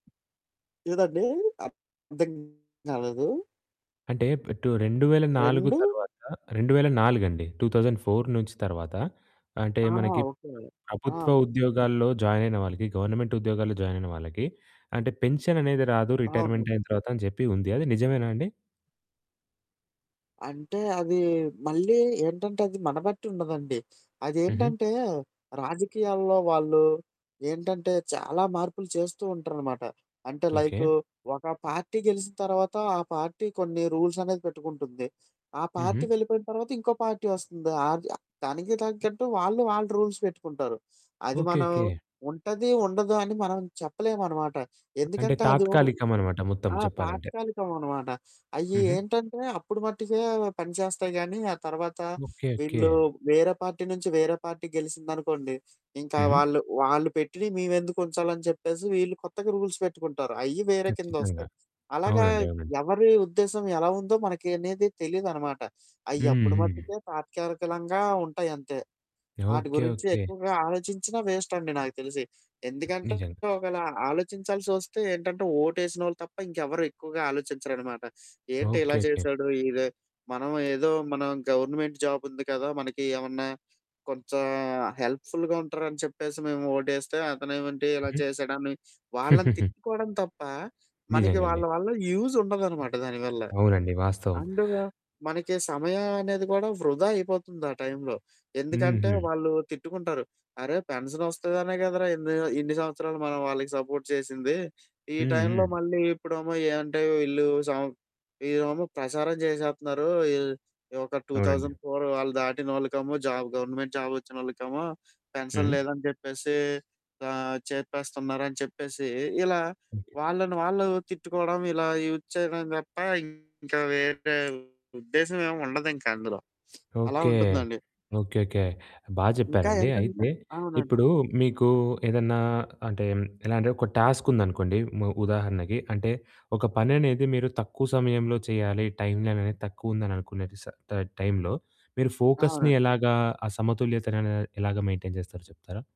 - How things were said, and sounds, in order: other background noise; distorted speech; in English: "టూ థౌసండ్ ఫోర్"; in English: "జాయిన్"; in English: "గవర్నమెంట్"; in English: "జాయిన్"; in English: "పెన్షన్"; in English: "రిటైర్మెంట్"; in English: "రూల్స్"; in English: "రూల్స్"; in English: "రూల్స్"; in English: "వేస్ట్"; in English: "గవర్నమెంట్ జాబ్"; in English: "హెల్ప్ ఫుల్‌గా"; chuckle; in English: "యూజ్"; in English: "పెన్షన్"; in English: "సపోర్ట్"; in English: "టూ థౌసండ్ ఫోర్"; in English: "జాబ్ గవర్నమెంట్ జాబ్"; in English: "పెన్షన్"; in English: "యూజ్"; in English: "టాస్క్"; in English: "ఫోకస్‌ని"; in English: "మెయింటైన్"
- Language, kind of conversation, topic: Telugu, podcast, సమయాన్ని ప్రభావవంతంగా ఉపయోగించడానికి మీరు అనుసరించే సులభమైన చిట్కాలు ఏమిటి?